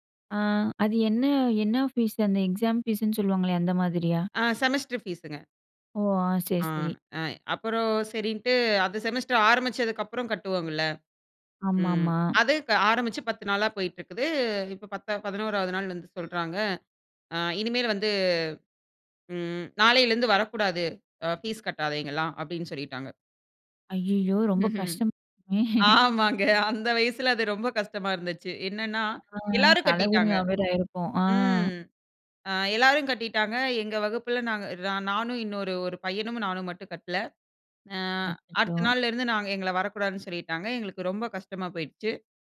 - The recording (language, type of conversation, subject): Tamil, podcast, சுயமாக உதவி கேட்க பயந்த தருணத்தை நீங்கள் எப்படி எதிர்கொண்டீர்கள்?
- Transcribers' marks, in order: in English: "செமஸ்டர்"; in English: "செமஸ்டர்"; alarm; laughing while speaking: "ஆமாங்க அந்த வயசுல அது ரொம்ப கஷ்டமா இருந்துச்சு"; laughing while speaking: "இருக்குமே"; unintelligible speech; other background noise